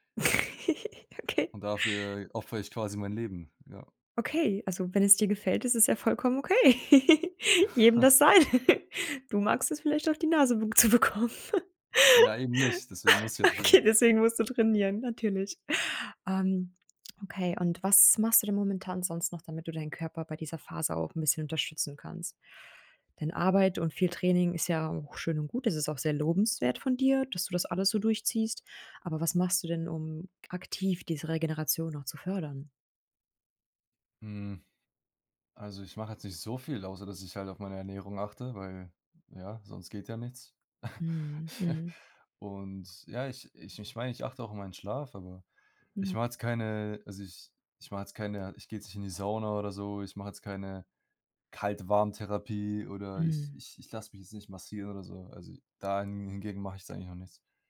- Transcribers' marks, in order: giggle; laughing while speaking: "Okay"; chuckle; laughing while speaking: "zu bekommen. Okay, deswegen musst du trainieren, natürlich"; chuckle; unintelligible speech; chuckle
- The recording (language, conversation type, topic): German, advice, Wie bemerkst du bei dir Anzeichen von Übertraining und mangelnder Erholung, zum Beispiel an anhaltender Müdigkeit?